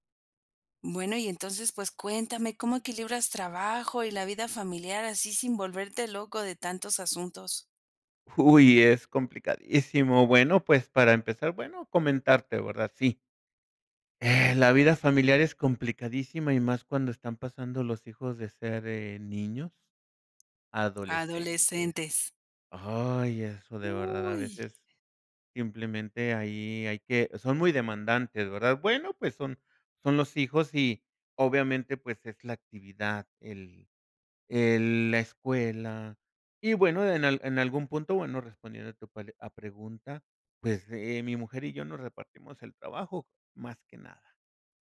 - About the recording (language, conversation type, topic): Spanish, podcast, ¿Cómo equilibras el trabajo y la vida familiar sin volverte loco?
- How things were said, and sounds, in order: none